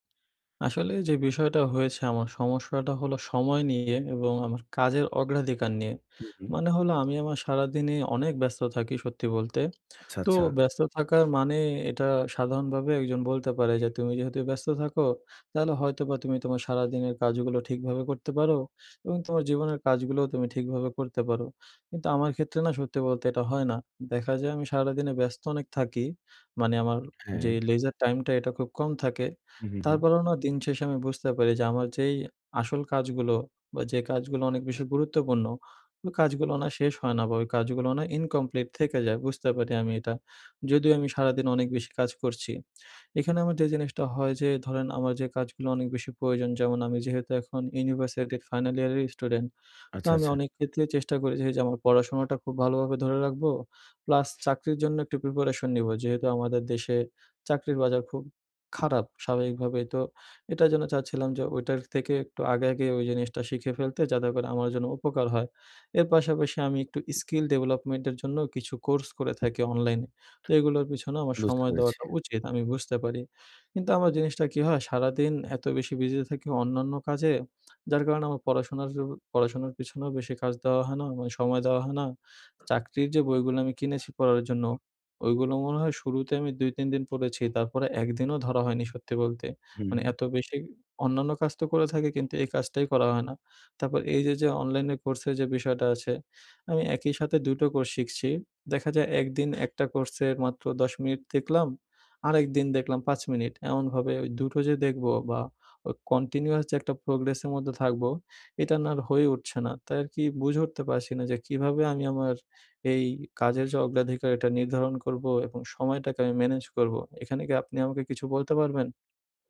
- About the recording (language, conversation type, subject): Bengali, advice, সময় ও অগ্রাধিকার নির্ধারণে সমস্যা
- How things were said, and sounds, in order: other background noise; tapping; "আচ্ছা" said as "আচ্ছাছা"; "ম্যানেজ" said as "মেনেজ"